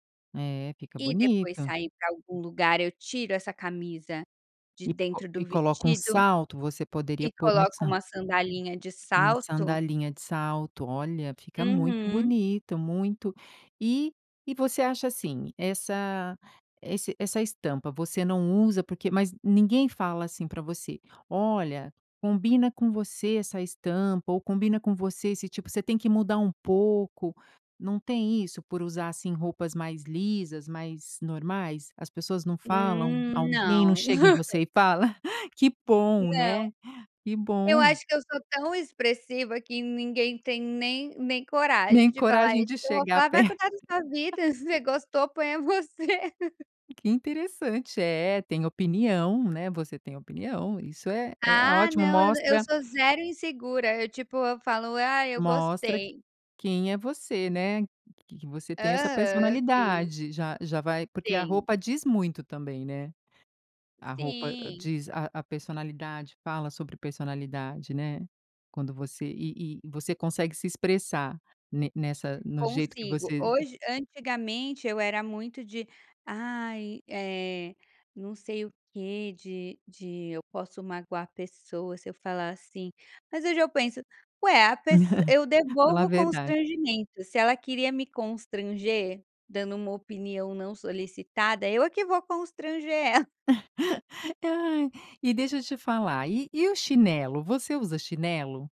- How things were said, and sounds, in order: tapping; chuckle; chuckle; laugh; laugh; chuckle; laugh
- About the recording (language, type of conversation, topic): Portuguese, podcast, Qual peça nunca falta no seu guarda-roupa?